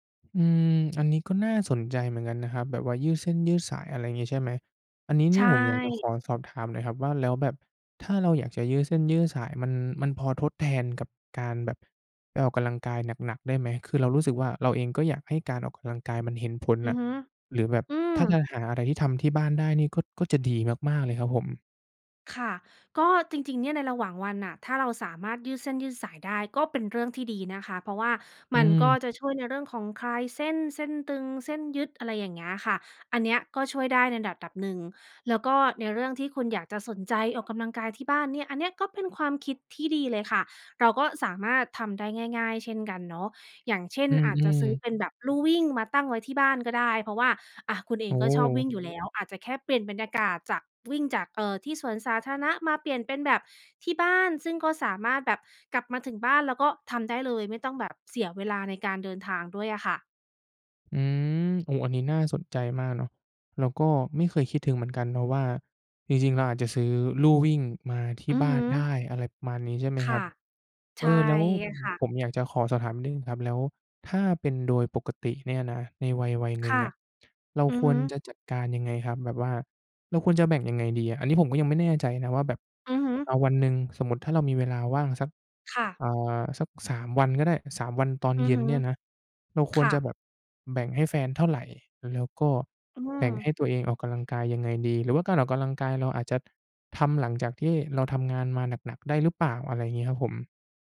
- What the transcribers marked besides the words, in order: other background noise; "ออกกำลังกาย" said as "ออกกะลังกาย"; "ออกกำลังกาย" said as "ออกกะลังกาย"; "ออกกำลังกาย" said as "ออกกะลังกาย"
- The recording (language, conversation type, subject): Thai, advice, ฉันจะหาเวลาออกกำลังกายได้อย่างไรในเมื่อมีงานและต้องดูแลครอบครัว?